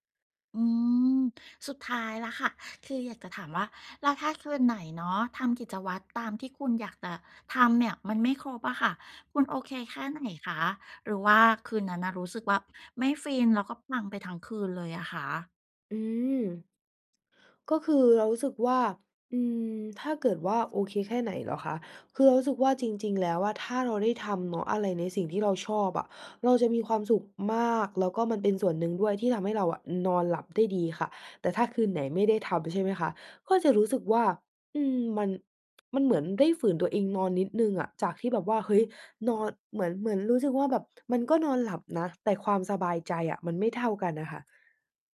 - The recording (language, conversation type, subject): Thai, advice, จะสร้างกิจวัตรก่อนนอนให้สม่ำเสมอทุกคืนเพื่อหลับดีขึ้นและตื่นตรงเวลาได้อย่างไร?
- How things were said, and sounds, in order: tsk; other background noise